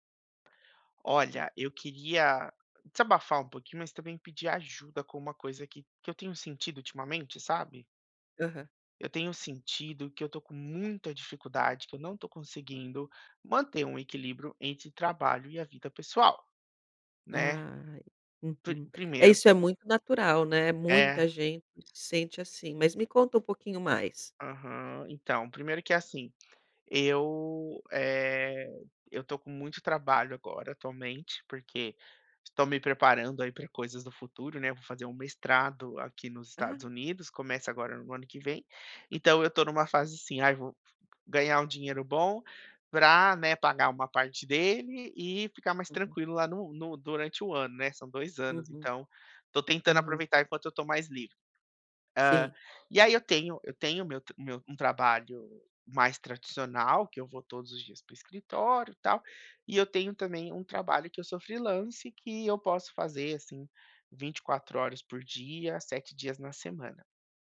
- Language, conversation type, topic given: Portuguese, advice, Como posso manter o equilíbrio entre o trabalho e a vida pessoal ao iniciar a minha startup?
- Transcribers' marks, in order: tapping